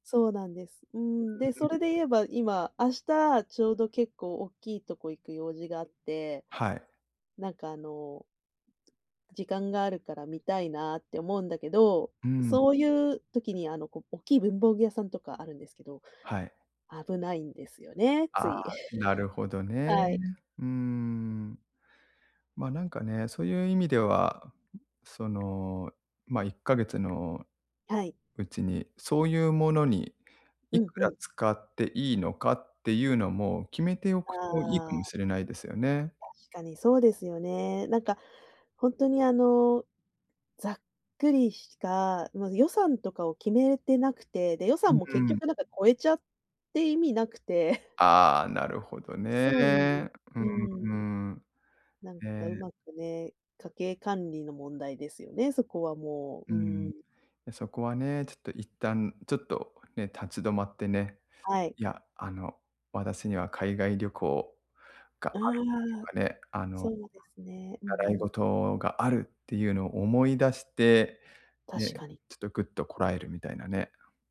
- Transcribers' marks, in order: tapping; chuckle; other background noise; laugh
- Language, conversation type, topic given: Japanese, advice, 衝動買いを抑えて体験にお金を使うにはどうすればいいですか？